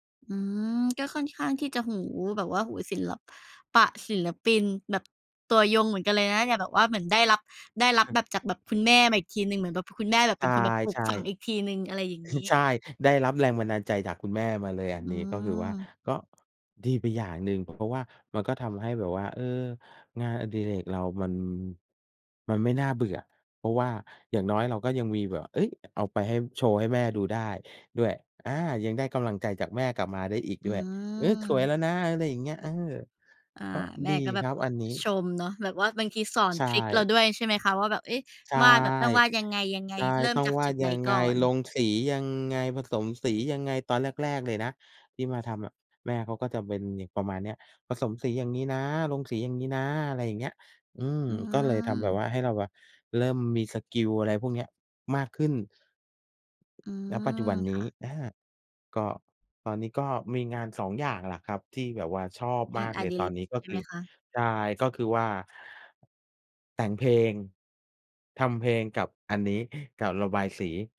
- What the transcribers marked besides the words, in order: tapping; other background noise; unintelligible speech; chuckle
- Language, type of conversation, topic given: Thai, unstructured, งานอดิเรกอะไรที่ทำแล้วคุณรู้สึกมีความสุขมากที่สุด?